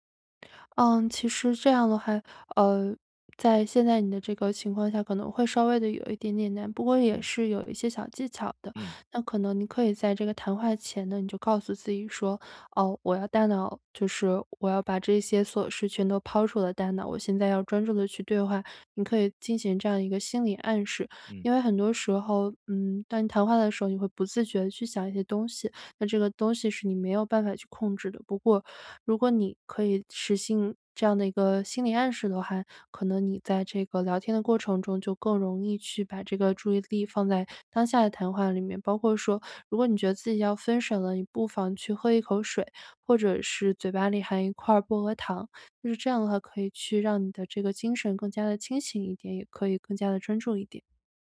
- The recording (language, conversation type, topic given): Chinese, advice, 如何在与人交谈时保持专注？
- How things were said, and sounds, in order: tapping; other background noise